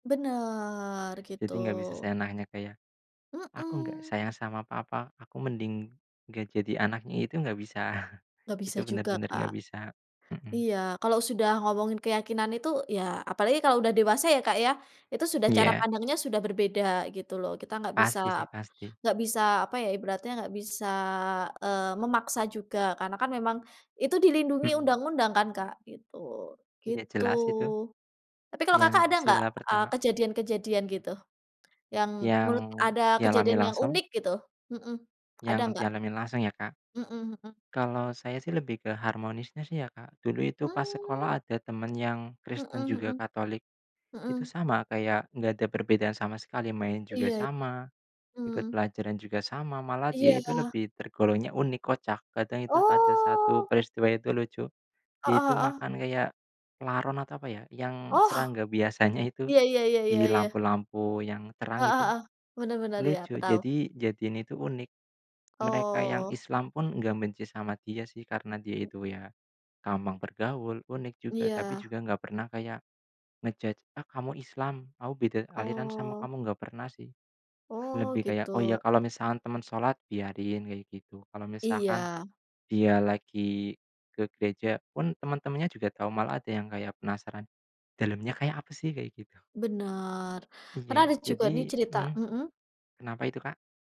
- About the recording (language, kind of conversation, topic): Indonesian, unstructured, Apa yang kamu pikirkan tentang konflik yang terjadi karena perbedaan keyakinan?
- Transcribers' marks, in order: chuckle; "bisa" said as "bisap"; "ibaratnya" said as "ibratnya"; other background noise; in English: "nge-judge"